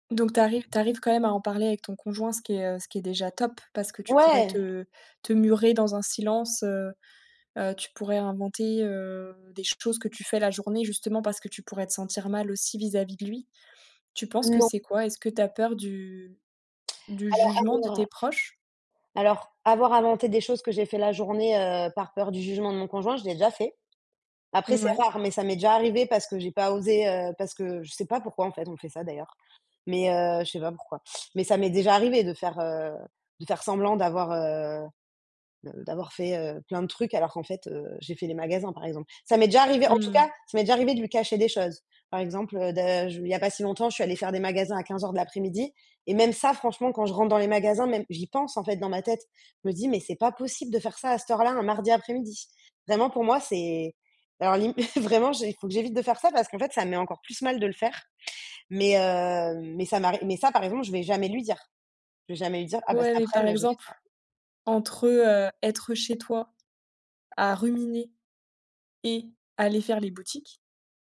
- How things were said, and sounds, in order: stressed: "Ouais"; drawn out: "Mmh"; chuckle
- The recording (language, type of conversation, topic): French, advice, Pourquoi ai-je l’impression de devoir afficher une vie parfaite en public ?